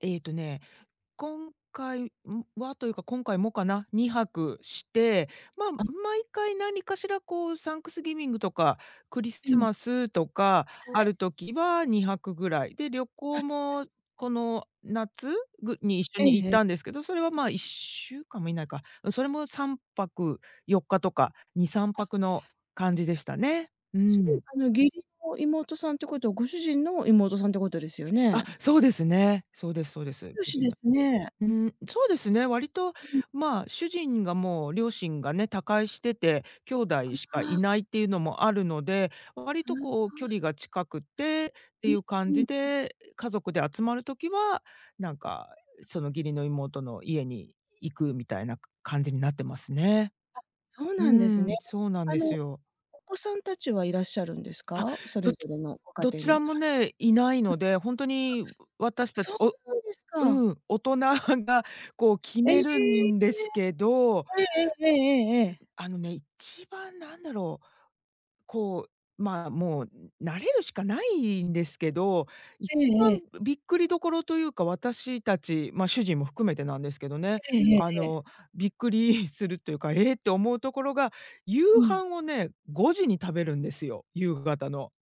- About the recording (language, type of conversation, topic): Japanese, advice, 旅行や出張で日常のルーティンが崩れるのはなぜですか？
- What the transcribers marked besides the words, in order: in English: "サンクスギビング"; unintelligible speech; unintelligible speech; other background noise; laughing while speaking: "大人が"; laughing while speaking: "びっくりする"